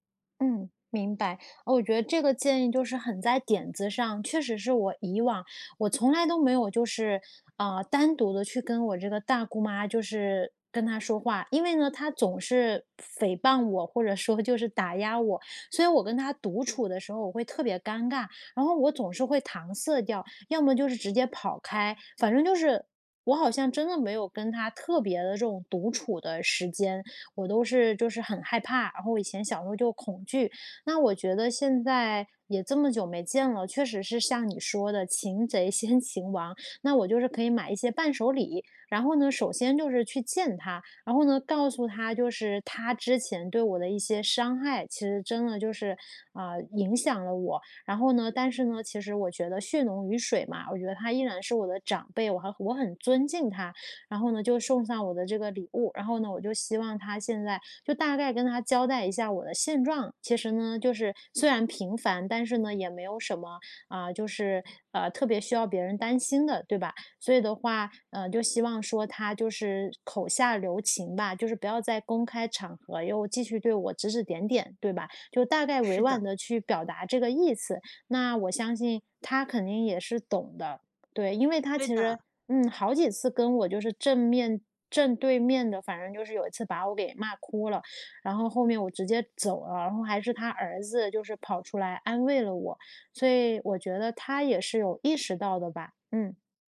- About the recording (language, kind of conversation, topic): Chinese, advice, 如何在家庭聚会中既保持和谐又守住界限？
- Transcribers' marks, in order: none